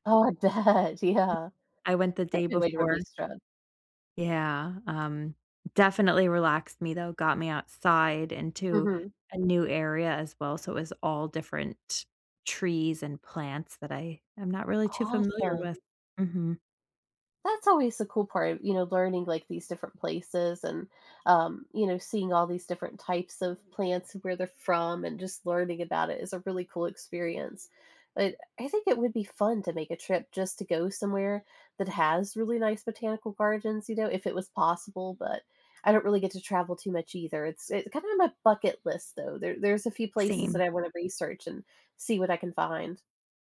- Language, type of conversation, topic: English, unstructured, How can I use nature to improve my mental health?
- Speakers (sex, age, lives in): female, 30-34, United States; female, 35-39, United States
- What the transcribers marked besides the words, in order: laughing while speaking: "bet, yeah"; other background noise; tapping